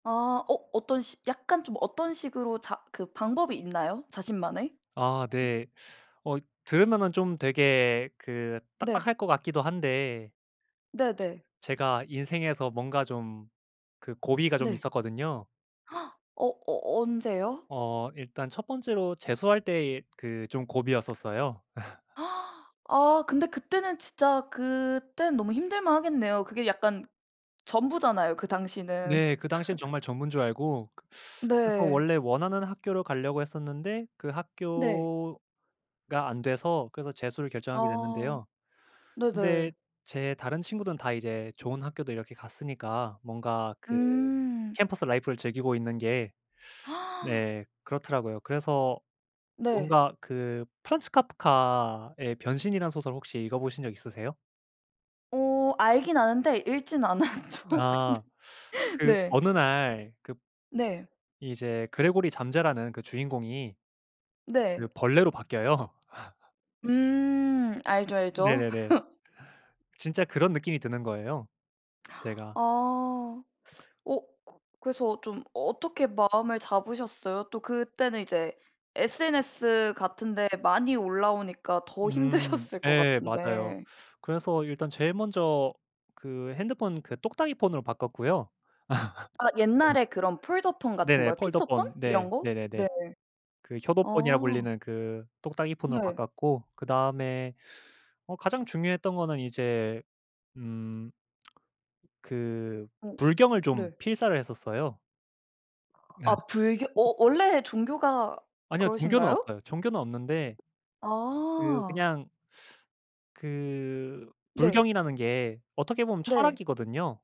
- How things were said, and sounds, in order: gasp; laugh; gasp; laugh; teeth sucking; in English: "캠퍼스 라이프를"; gasp; laughing while speaking: "않았죠, 근데"; laugh; laugh; laugh; teeth sucking; laughing while speaking: "힘드셨을"; laugh; laugh; teeth sucking
- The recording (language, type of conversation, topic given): Korean, podcast, 다른 사람과 비교할 때 마음을 어떻게 다잡으시나요?